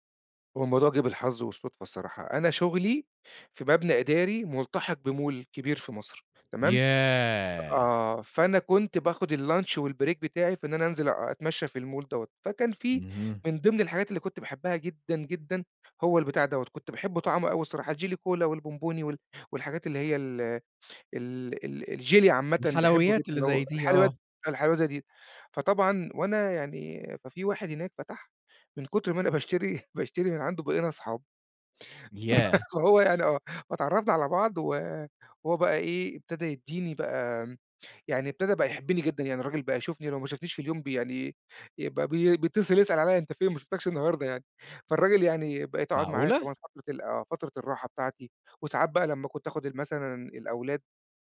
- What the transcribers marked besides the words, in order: in English: "بmall"; drawn out: "ياه!"; in English: "الlunch والbreak"; in English: "الmall"; laughing while speaking: "باشتري باشتري"; laugh; laughing while speaking: "أنت فين ما شُفتكش النهاردة يعني"
- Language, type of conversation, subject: Arabic, podcast, إزاي بتحافظ على استمراريتك في مشروع طويل؟